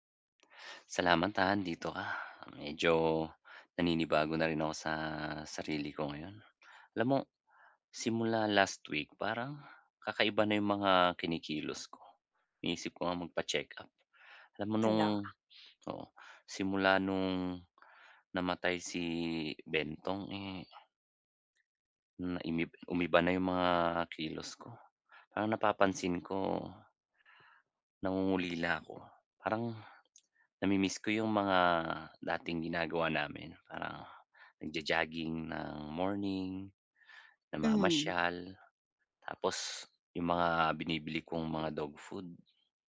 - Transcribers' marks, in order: other background noise; tapping
- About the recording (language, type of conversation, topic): Filipino, advice, Paano ako haharap sa biglaang pakiramdam ng pangungulila?